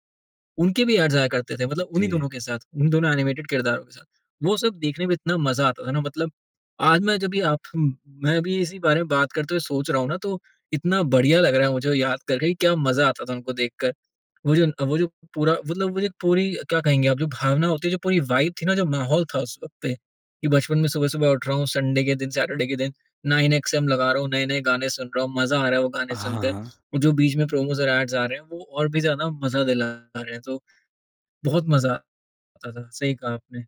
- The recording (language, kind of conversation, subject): Hindi, podcast, क्या अब वेब-सीरीज़ और पारंपरिक टीवी के बीच का फर्क सच में कम हो रहा है?
- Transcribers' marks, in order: in English: "ऐड्स"; in English: "एनिमेटेड"; in English: "वाइब"; in English: "संडे"; in English: "सैटर्डे"; in English: "प्रोमोज़"; in English: "ऐड्स"